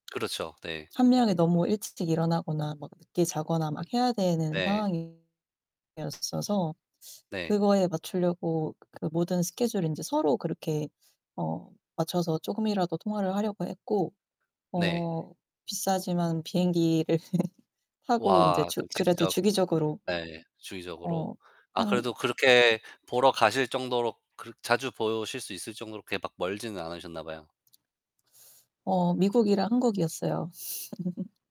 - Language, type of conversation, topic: Korean, unstructured, 연애에서 가장 중요하다고 생각하는 가치는 무엇인가요?
- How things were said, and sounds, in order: other background noise; tapping; distorted speech; laughing while speaking: "비행기를"; laugh